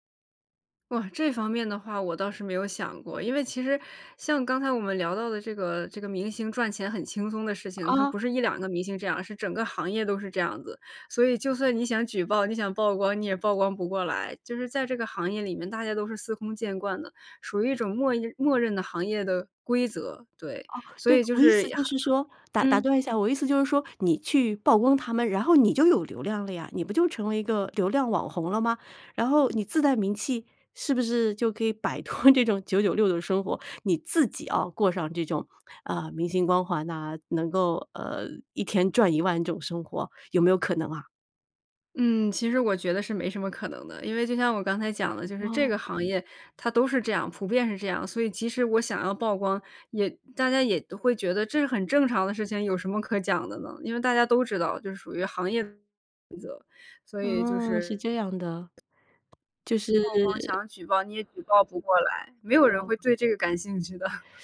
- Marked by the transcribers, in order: laughing while speaking: "脱"; other background noise; laughing while speaking: "感兴趣的"
- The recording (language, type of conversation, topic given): Chinese, podcast, 你怎么看待工作与生活的平衡？